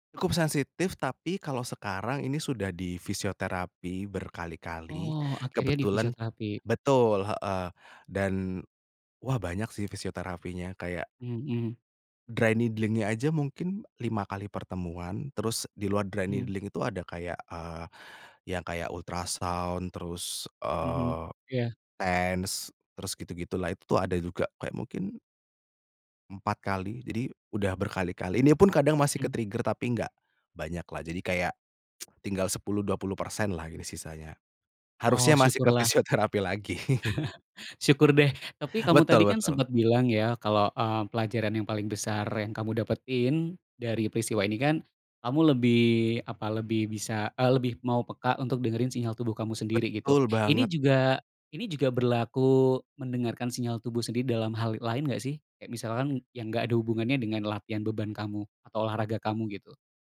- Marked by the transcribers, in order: in English: "dry needling-nya"; in English: "dry needling"; in English: "ke trigger"; tsk; laughing while speaking: "fisioterapi"; laugh
- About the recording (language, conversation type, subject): Indonesian, podcast, Pernahkah kamu mengabaikan sinyal dari tubuhmu lalu menyesal?